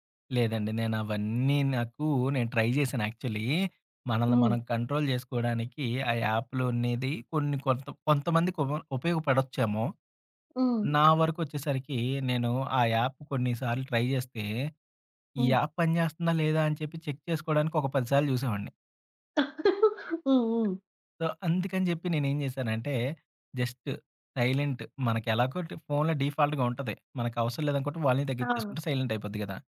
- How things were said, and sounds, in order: in English: "ట్రై"; in English: "యాక్చువల్లీ"; in English: "కంట్రోల్"; in English: "యాప్"; in English: "ట్రై"; in English: "యాప్"; in English: "చెక్"; chuckle; in English: "సో"; in English: "డిఫాల్ట్‌గా"; in English: "వాల్యూమ్"
- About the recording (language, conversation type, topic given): Telugu, podcast, ఆన్‌లైన్, ఆఫ్‌లైన్ మధ్య సమతుల్యం సాధించడానికి సులభ మార్గాలు ఏవిటి?